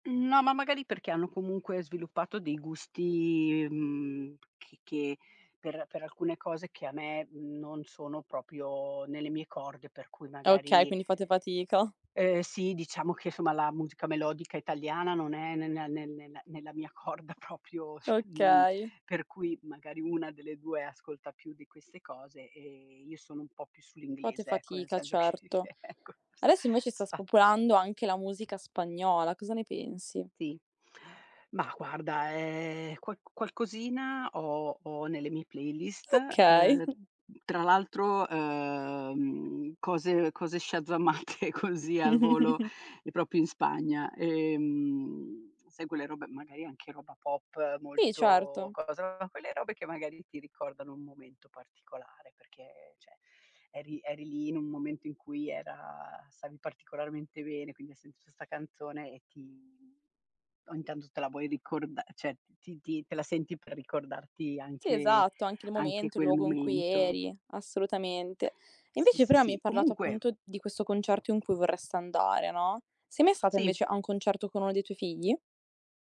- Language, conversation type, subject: Italian, podcast, Come cambiano i gusti musicali tra genitori e figli?
- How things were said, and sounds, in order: "proprio" said as "propio"; laughing while speaking: "corda propio"; "proprio" said as "propio"; "cioè" said as "ceh"; laughing while speaking: "che che ecco s spazio"; other background noise; chuckle; laughing while speaking: "shazzamate"; "proprio" said as "propio"; chuckle; "cioè" said as "ceh"; "cioè" said as "ceh"; tapping